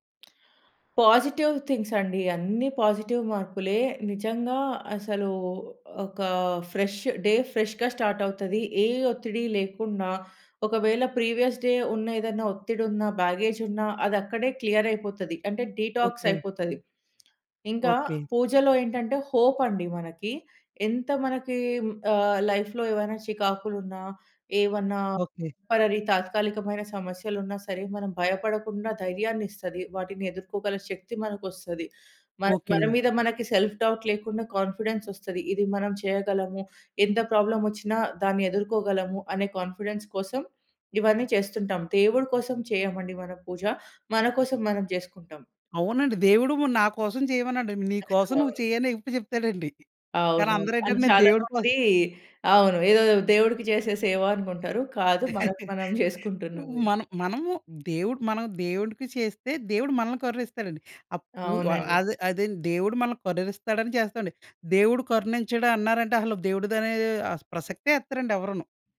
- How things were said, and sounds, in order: tapping; in English: "పాజిటివ్ థింగ్స్"; in English: "పాజిటివ్"; in English: "ఫ్రెష్ డే ఫ్రెష్‌గా స్టార్ట్"; in English: "ప్రీవియస్ డే"; in English: "బ్యాగేజ్"; in English: "క్లియర్"; in English: "డీటాక్స్"; in English: "హోప్"; in English: "లైఫ్‌లో"; in English: "టెంపరరీ"; in English: "సెల్ఫ్ డౌట్"; in English: "కాన్ఫిడెన్స్"; in English: "ప్రాబ్లమ్"; in English: "కాన్ఫిడెన్స్"; other background noise; in English: "అండ్"; chuckle
- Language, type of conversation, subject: Telugu, podcast, ఉదయం మీరు పూజ లేదా ధ్యానం ఎలా చేస్తారు?